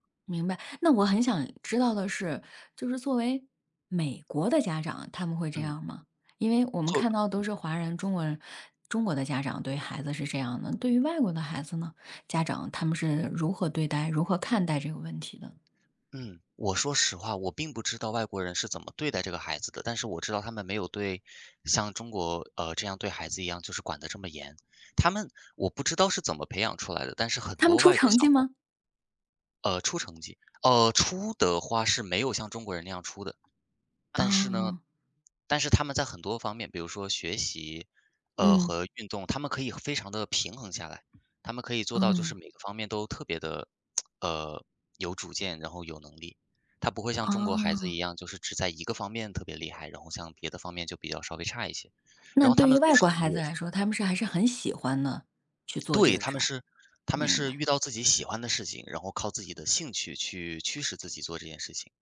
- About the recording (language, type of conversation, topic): Chinese, unstructured, 家长应该干涉孩子的学习吗？
- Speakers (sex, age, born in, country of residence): female, 40-44, China, United States; male, 18-19, China, United States
- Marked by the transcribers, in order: lip smack; other background noise